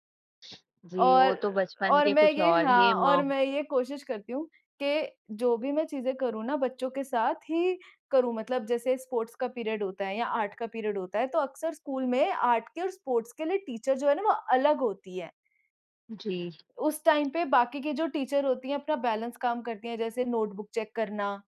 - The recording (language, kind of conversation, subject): Hindi, unstructured, आपको अपनी नौकरी में सबसे ज़्यादा क्या पसंद है?
- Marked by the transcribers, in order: other background noise; in English: "स्पोर्ट्स"; in English: "पीरियड"; in English: "आर्ट"; in English: "पीरियड"; in English: "आर्ट"; in English: "स्पोर्ट्स"; in English: "टीचर"; in English: "टाइम"; tapping; in English: "टीचर"; in English: "बैलेंस"; in English: "नोटबुक चेक"